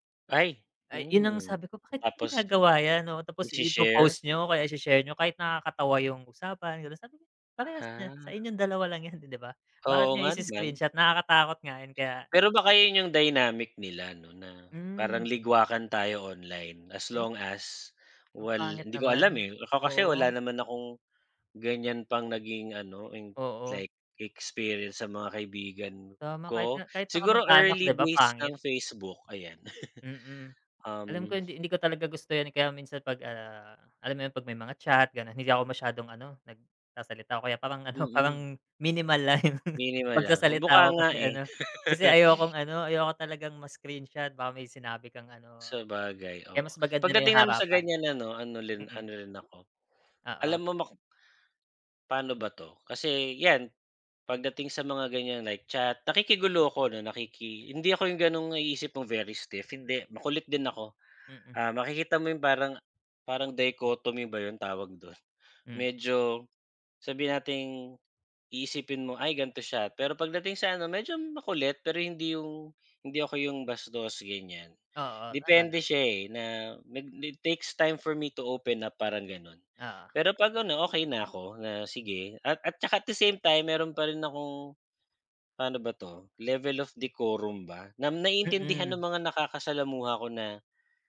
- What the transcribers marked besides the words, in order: tapping; chuckle; laughing while speaking: "yung"; chuckle; other background noise; in English: "dichotomy"; in English: "need takes time for me to open up"; in English: "level of decorum"; "na" said as "nam"
- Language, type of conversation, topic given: Filipino, unstructured, Paano mo ipinapakita ang respeto sa ibang tao?